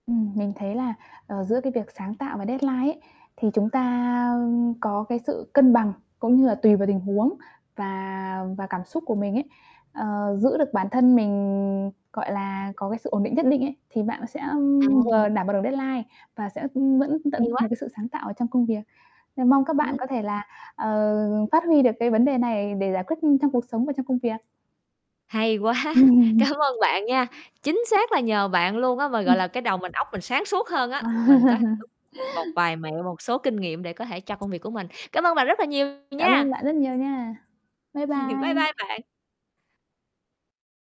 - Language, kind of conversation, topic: Vietnamese, podcast, Bạn cân bằng giữa sáng tạo và thời hạn như thế nào?
- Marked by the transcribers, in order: static; fan; tapping; in English: "deadline"; other background noise; in English: "deadline"; distorted speech; laughing while speaking: "quá"; chuckle; laughing while speaking: "Wow"; unintelligible speech; chuckle; chuckle